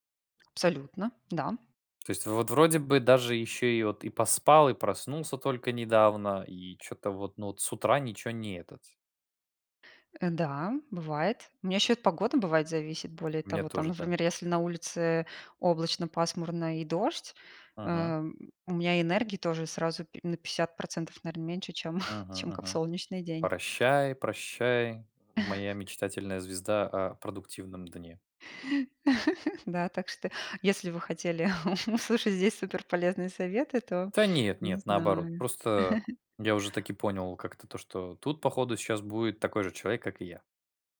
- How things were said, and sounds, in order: tapping; "этот" said as "этотс"; chuckle; chuckle; laugh; laughing while speaking: "услышать"; chuckle
- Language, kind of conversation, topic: Russian, unstructured, Какие технологии помогают вам в организации времени?